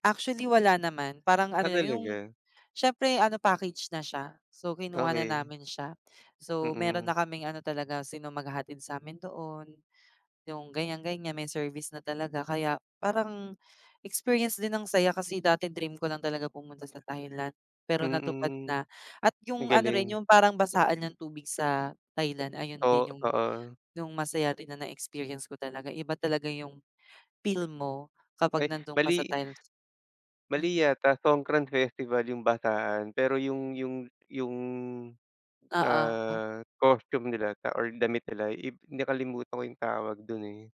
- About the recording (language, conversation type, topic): Filipino, unstructured, Ano ang unang pangarap na natupad mo dahil nagkaroon ka ng pera?
- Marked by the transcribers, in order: none